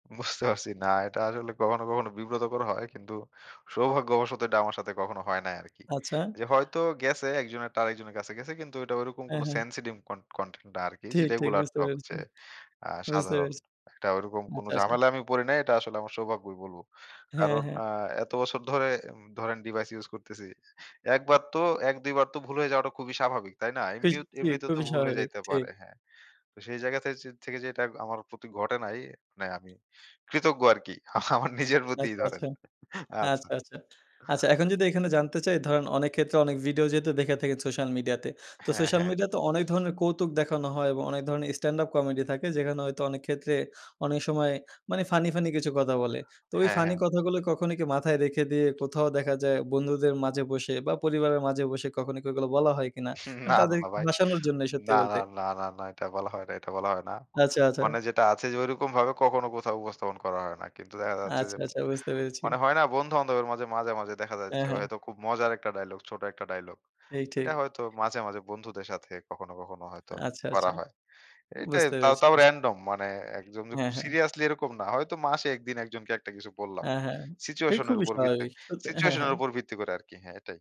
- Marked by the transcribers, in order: laughing while speaking: "ঠিক, ঠিক, বুঝতে পেরেছি"; tapping; laughing while speaking: "আমার নিজের প্রতিই ধরেন। আচ্ছা"; laughing while speaking: "আচ্ছা, আচ্ছা"; laughing while speaking: "হুম, না, না, না, ভাই … বলা হয় না"; other background noise
- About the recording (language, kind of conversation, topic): Bengali, podcast, বয়স্ক ও ছোট পরিবারের সদস্যদের সঙ্গে সামাজিক যোগাযোগমাধ্যম নিয়ে আপনার কী ধরনের কথাবার্তা হয়?